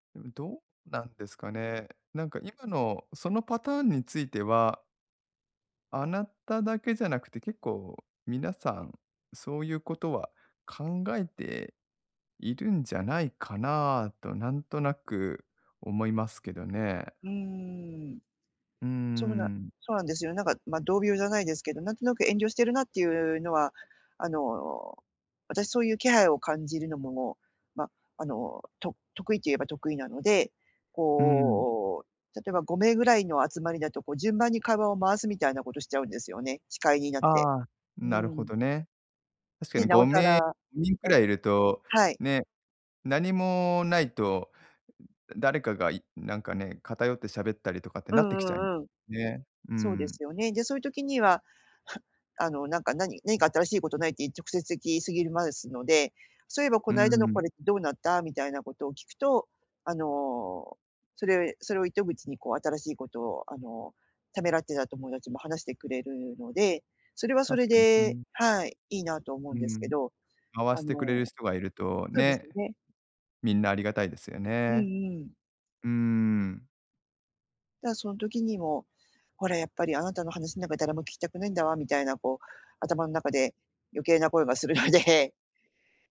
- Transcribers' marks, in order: other noise; laughing while speaking: "するので"
- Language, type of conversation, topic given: Japanese, advice, 自分の中の否定的な声にどう向き合えばよいですか？